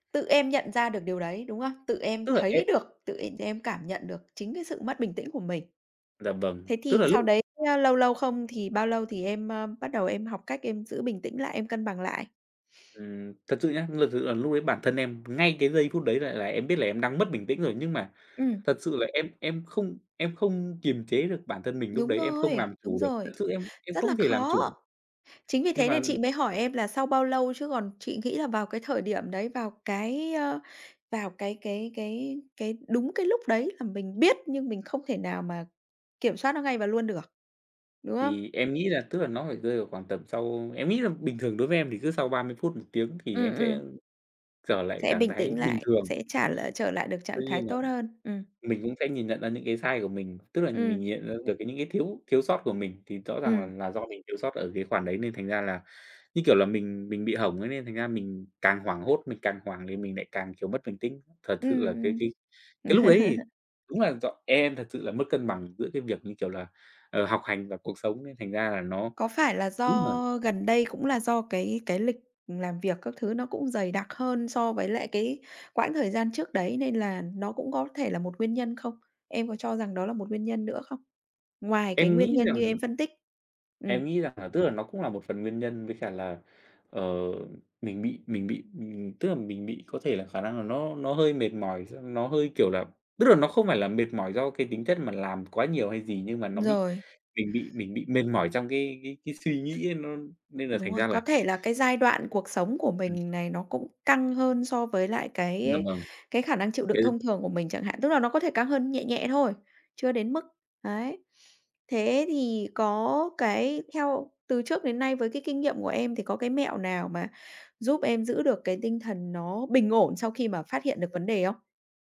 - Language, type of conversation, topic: Vietnamese, podcast, Bạn cân bằng việc học và cuộc sống hằng ngày như thế nào?
- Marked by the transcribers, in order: tapping; other background noise; chuckle